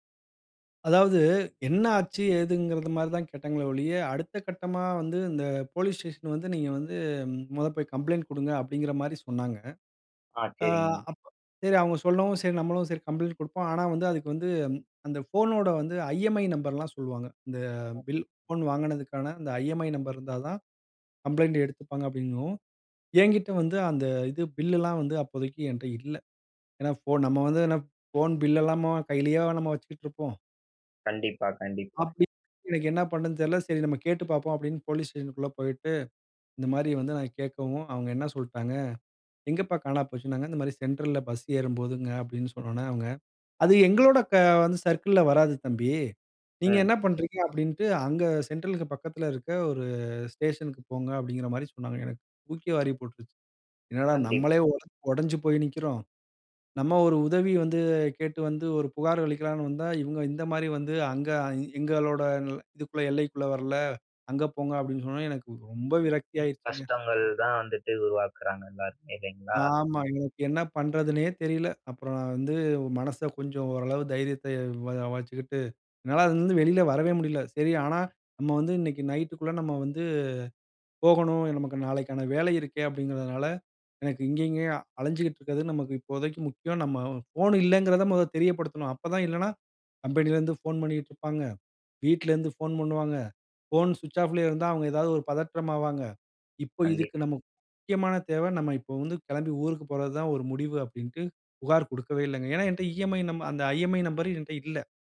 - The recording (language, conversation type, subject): Tamil, podcast, நீங்கள் வழிதவறி, கைப்பேசிக்கு சிக்னலும் கிடைக்காமல் சிக்கிய அந்த அனுபவம் எப்படி இருந்தது?
- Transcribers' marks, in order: in English: "கம்ப்ளைண்ட்"; in English: "கம்ப்ளைண்ட்"; "ஐ-எம்-இ-ஐ" said as "ஐ-எம்-ஐ"; other background noise; "ஐ-எம்-இ-ஐ" said as "ஐ-எம்-ஐ"; in English: "சர்க்கிள்ல"